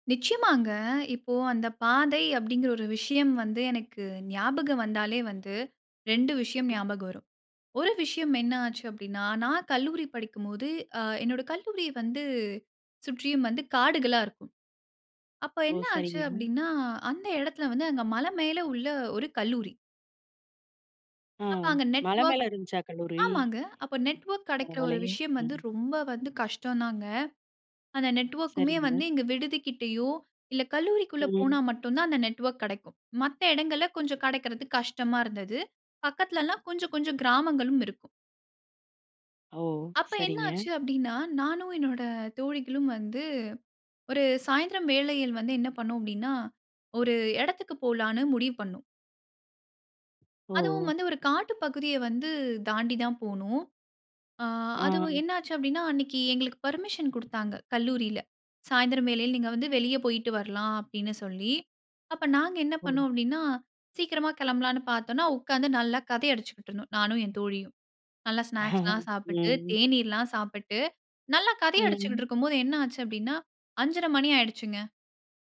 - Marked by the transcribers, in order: unintelligible speech; in English: "நெட்வொர்க்"; in English: "நெட்வொர்க்"; other background noise; in English: "நெட்வொர்க்குமே"; in English: "நெட்வொர்க்"; tapping; in English: "பெர்மிஷன்"; chuckle
- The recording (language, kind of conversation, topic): Tamil, podcast, தொழில்நுட்பம் இல்லாமல், அடையாளங்களை மட்டும் நம்பி நீங்கள் வழி கண்ட அனுபவக் கதையை சொல்ல முடியுமா?